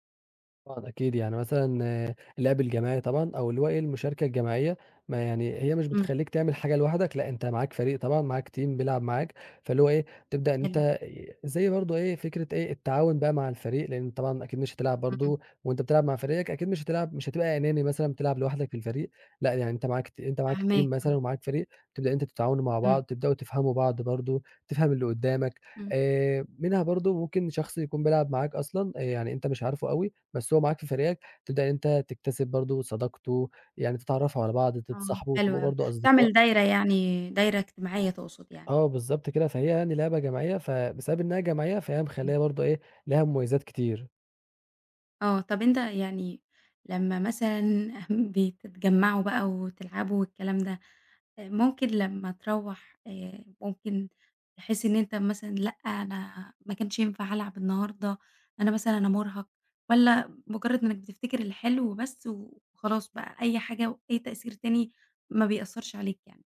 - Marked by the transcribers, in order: in English: "team"; in English: "teram"; chuckle
- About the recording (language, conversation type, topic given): Arabic, podcast, إيه أكتر هواية بتحب تمارسها وليه؟